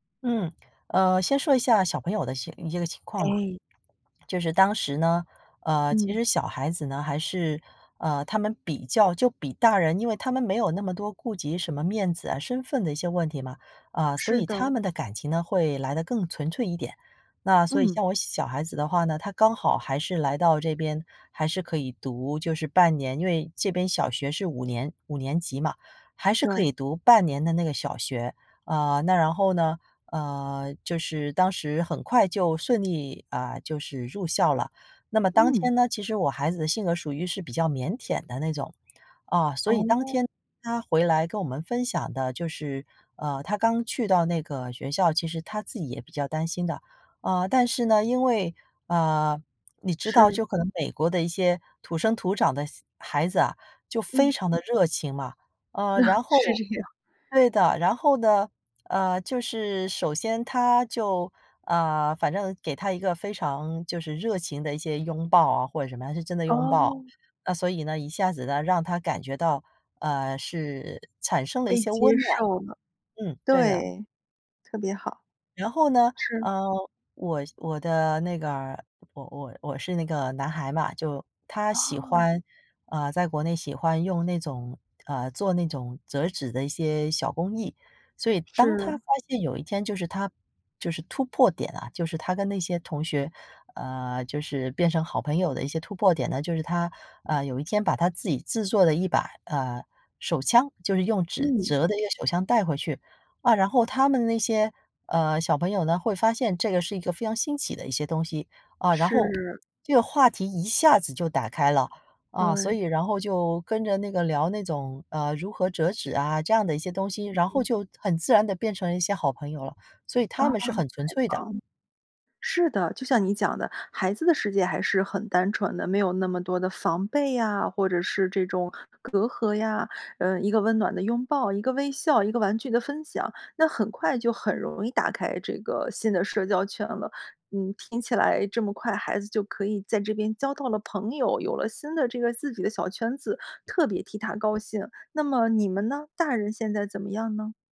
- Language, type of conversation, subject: Chinese, podcast, 怎样才能重新建立社交圈？
- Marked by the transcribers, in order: swallow; other background noise; chuckle; laughing while speaking: "是这样"